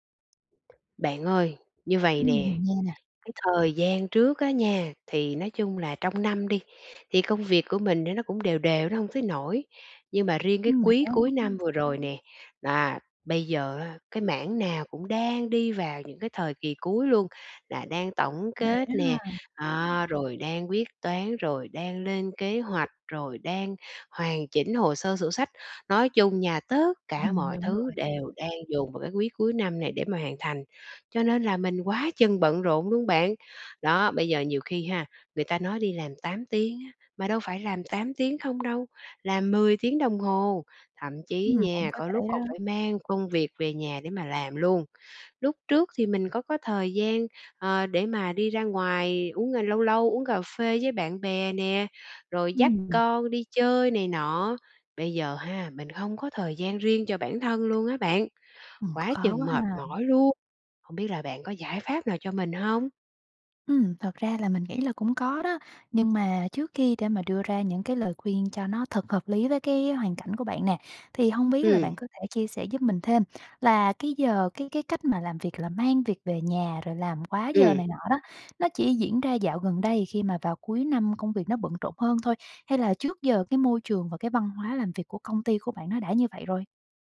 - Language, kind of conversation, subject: Vietnamese, advice, Làm sao để cân bằng thời gian giữa công việc và cuộc sống cá nhân?
- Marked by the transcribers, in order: tapping; unintelligible speech; background speech; other background noise